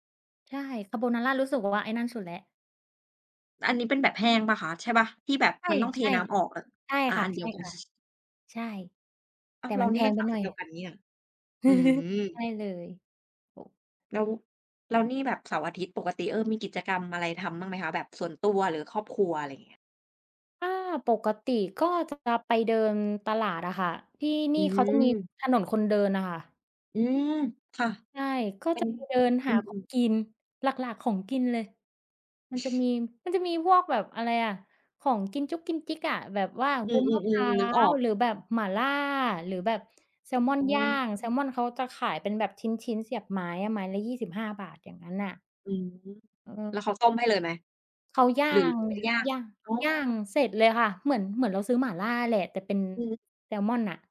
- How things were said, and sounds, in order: chuckle; chuckle; chuckle; other noise
- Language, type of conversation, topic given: Thai, unstructured, คุณชอบทำกิจกรรมอะไรกับครอบครัวของคุณมากที่สุด?